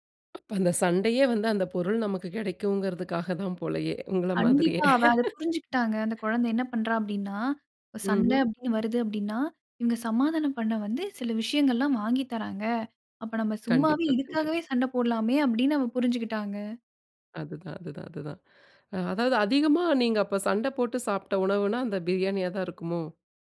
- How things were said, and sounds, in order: other noise; chuckle
- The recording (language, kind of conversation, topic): Tamil, podcast, ஓர் சண்டைக்குப் பிறகு வரும் ‘மன்னிப்பு உணவு’ பற்றி சொல்ல முடியுமா?